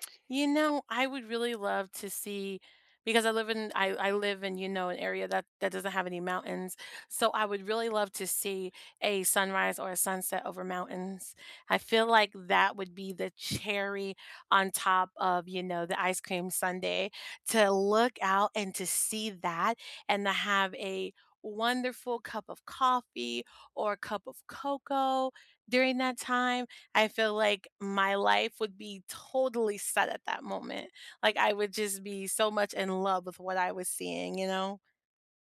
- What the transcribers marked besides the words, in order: other background noise
- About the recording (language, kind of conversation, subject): English, unstructured, What is the most beautiful sunset or sunrise you have ever seen?
- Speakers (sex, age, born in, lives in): female, 35-39, United States, United States; female, 55-59, United States, United States